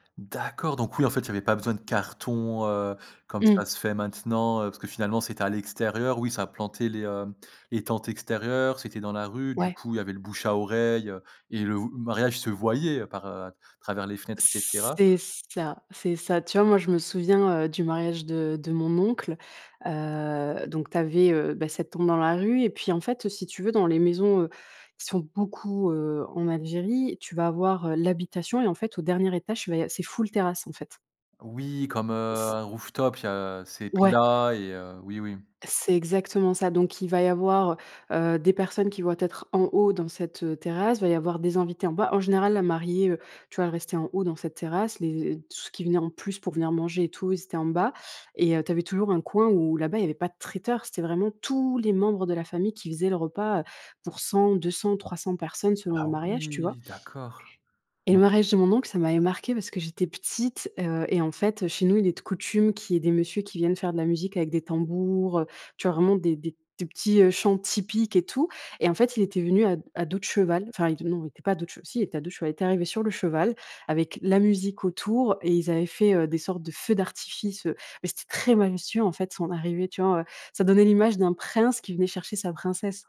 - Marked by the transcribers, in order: stressed: "D'accord"; stressed: "cartons"; drawn out: "C'est"; drawn out: "heu"; in English: "full"; tapping; in English: "rooftop"; stressed: "tous"; drawn out: "oui"
- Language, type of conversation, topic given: French, podcast, Comment se déroule un mariage chez vous ?